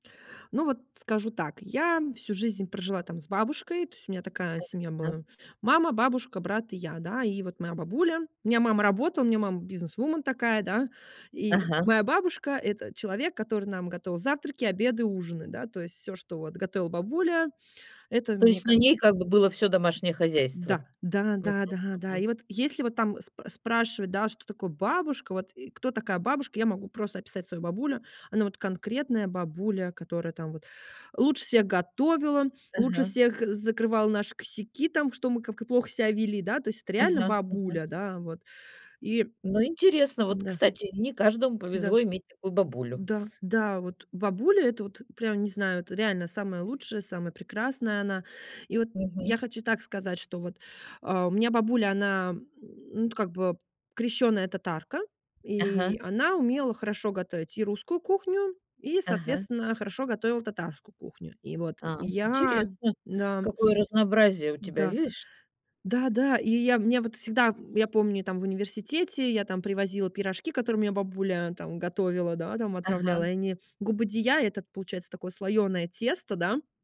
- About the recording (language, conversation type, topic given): Russian, podcast, Что у вашей бабушки получается готовить лучше всего?
- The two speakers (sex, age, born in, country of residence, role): female, 35-39, Russia, Hungary, guest; female, 60-64, Russia, Italy, host
- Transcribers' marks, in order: tapping